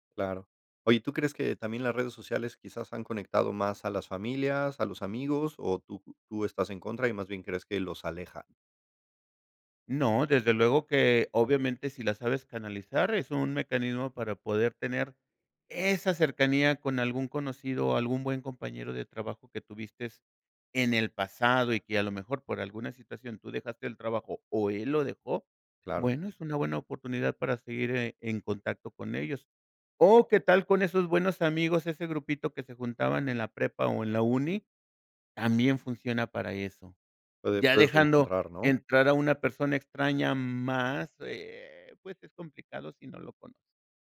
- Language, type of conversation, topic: Spanish, podcast, ¿Qué haces cuando te sientes saturado por las redes sociales?
- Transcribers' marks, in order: none